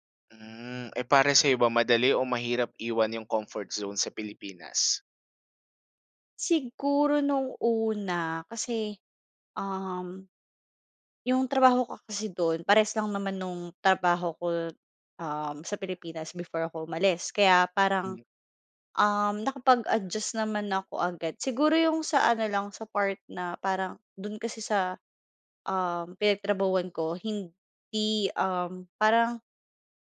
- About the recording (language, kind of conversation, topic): Filipino, podcast, Ano ang mga tinitimbang mo kapag pinag-iisipan mong manirahan sa ibang bansa?
- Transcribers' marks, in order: in English: "comfort zone"; in English: "nakapag adjust"